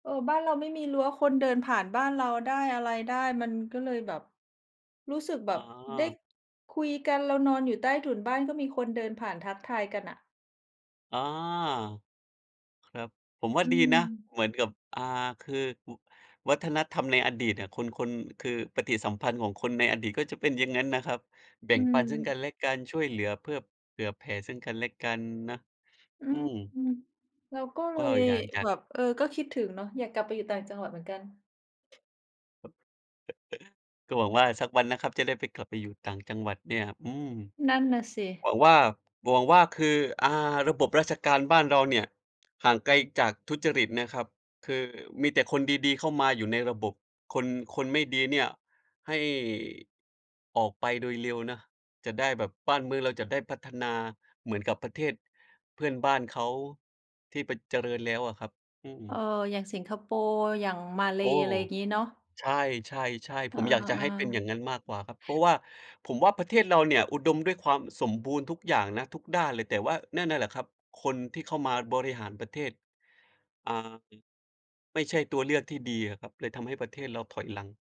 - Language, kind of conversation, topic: Thai, unstructured, คุณคิดอย่างไรเกี่ยวกับการทุจริตในระบบราชการ?
- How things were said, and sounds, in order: other background noise; tapping; other noise; chuckle